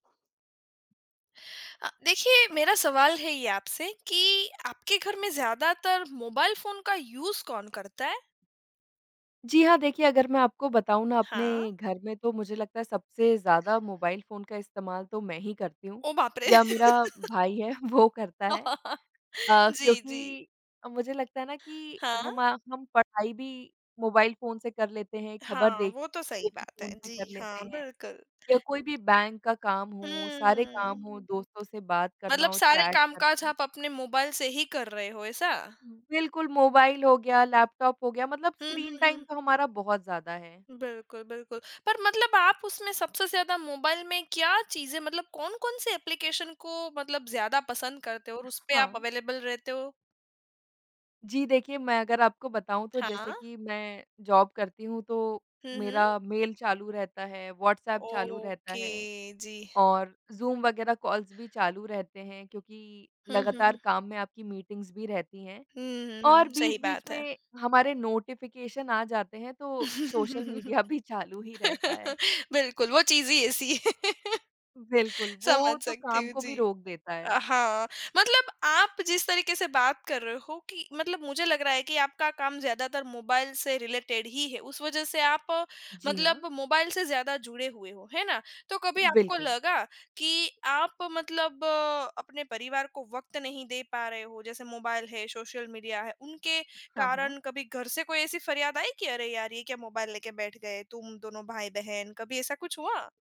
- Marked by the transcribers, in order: in English: "यूज़"; surprised: "ओ बाप रे!"; laugh; tapping; chuckle; laughing while speaking: "वो करता है"; unintelligible speech; in English: "स्क्रीन टाइम"; in English: "अवेलेबल"; in English: "जॉब"; in English: "ओके"; in English: "कॉल्स"; in English: "मीटिंग्स"; in English: "नोटिफ़िकेशन"; laugh; laughing while speaking: "मीडिया भी"; laugh; laughing while speaking: "समझ सकती हूँ"; in English: "रिलेटेड"
- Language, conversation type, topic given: Hindi, podcast, मोबाइल और सामाजिक माध्यमों ने घर को कैसे बदल दिया है?